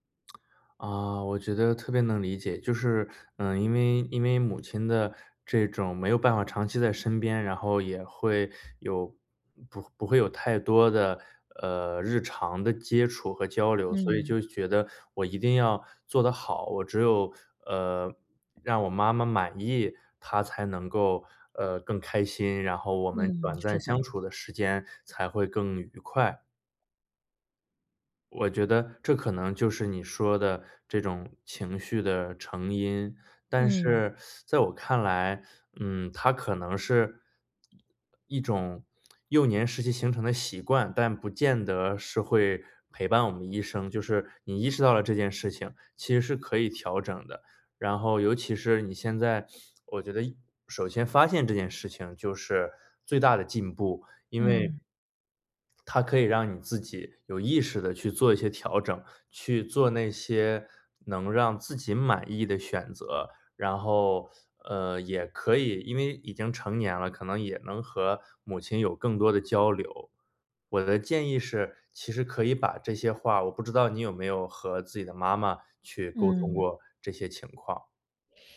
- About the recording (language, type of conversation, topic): Chinese, advice, 我总是过度在意别人的眼光和认可，该怎么才能放下？
- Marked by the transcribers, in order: lip smack; tapping; other background noise; teeth sucking; other noise